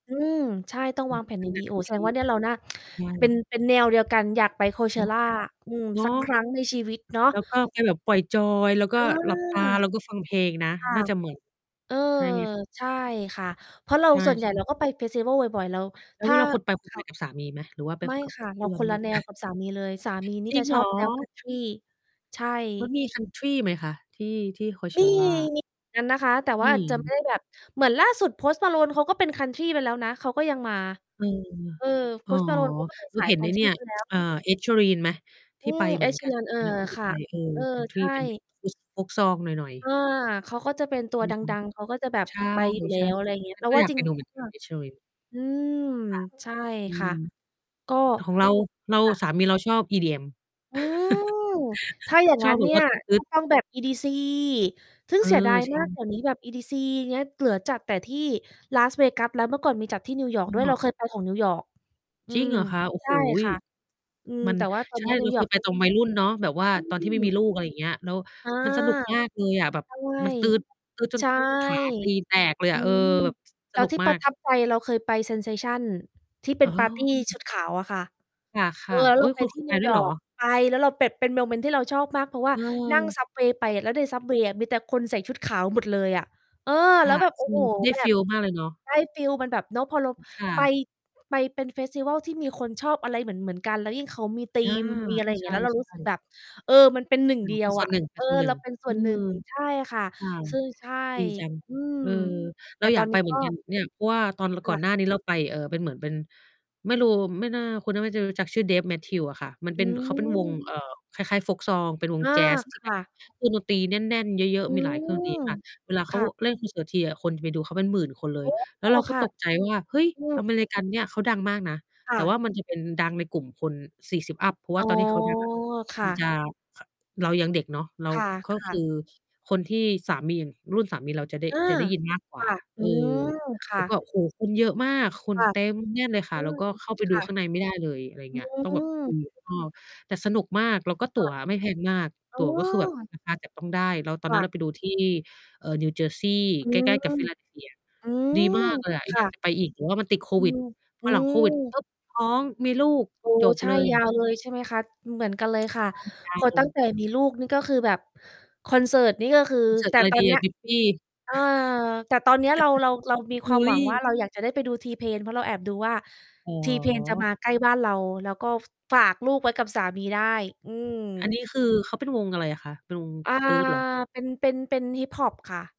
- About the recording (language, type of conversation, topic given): Thai, unstructured, ถ้ามีโอกาสได้ไปดูคอนเสิร์ต คุณอยากไปดูศิลปินคนไหน?
- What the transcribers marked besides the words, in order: distorted speech; chuckle; tsk; other background noise; chuckle; tapping; in English: "Sensation"; in English: "ซับเวย์"; in English: "ซับเวย์"; "สามี" said as "สามีน"; mechanical hum; chuckle